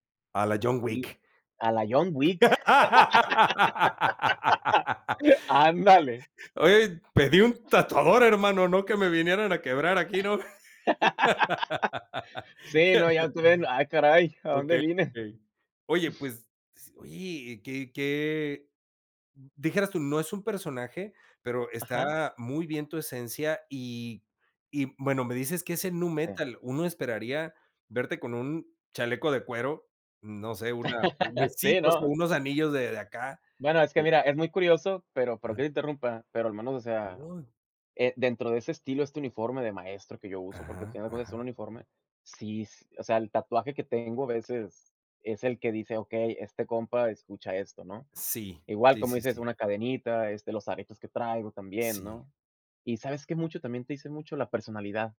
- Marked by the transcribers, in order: laugh; laugh; other background noise; laugh; laugh; laugh
- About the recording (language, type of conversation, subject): Spanish, podcast, ¿Qué papel juega la música en tus encuentros sociales?
- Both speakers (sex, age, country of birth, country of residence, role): male, 25-29, Mexico, Mexico, guest; male, 40-44, Mexico, Mexico, host